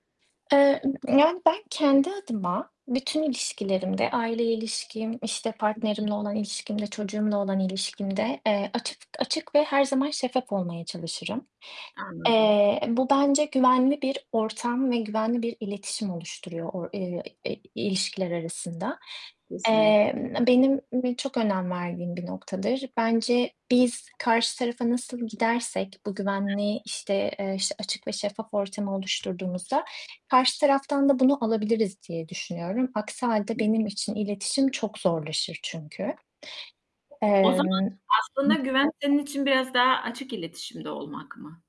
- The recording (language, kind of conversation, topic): Turkish, unstructured, Güven sarsıldığında iletişim nasıl sürdürülebilir?
- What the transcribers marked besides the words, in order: static; other background noise; tapping; unintelligible speech; distorted speech